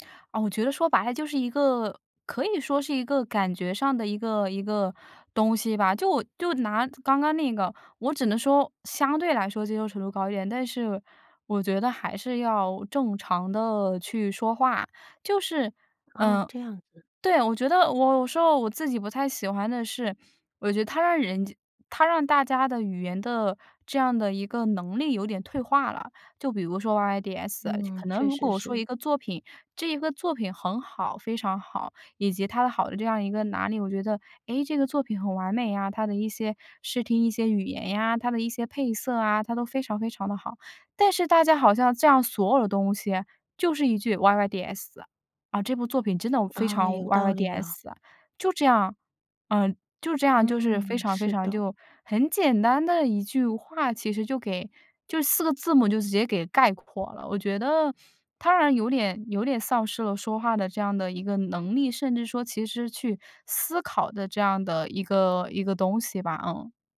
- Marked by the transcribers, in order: none
- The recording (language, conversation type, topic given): Chinese, podcast, 你觉得网络语言对传统语言有什么影响？